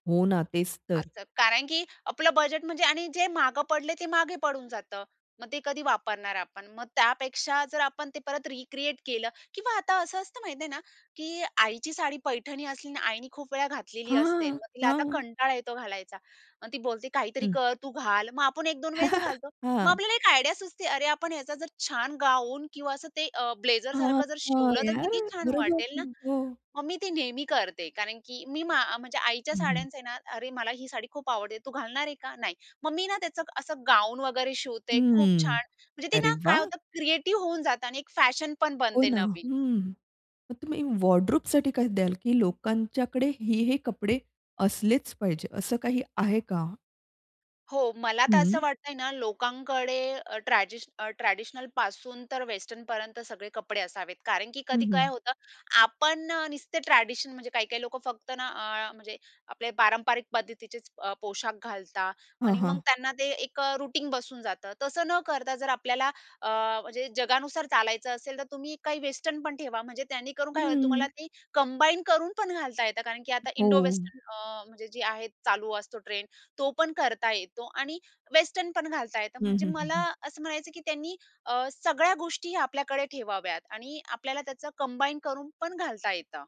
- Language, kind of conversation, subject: Marathi, podcast, फॅशनमध्ये स्वतःशी प्रामाणिक राहण्यासाठी तुम्ही कोणती पद्धत वापरता?
- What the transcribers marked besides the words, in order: in English: "रिक्रिएट"; chuckle; in English: "आयडिया"; in English: "क्रिएटिव्ह"; in English: "वॉर्डरोबसाठी"; in English: "ट्रेडिशनलपासून"; in English: "वेस्टर्नपर्यंत"; other background noise; in English: "ट्रेडिशन"; in English: "रुटीन"; in English: "वेस्टर्न"; in English: "कंबाईन"; tapping; in English: "इंडो वेस्टर्न"; in English: "वेस्टर्न"; in English: "कंबाईन"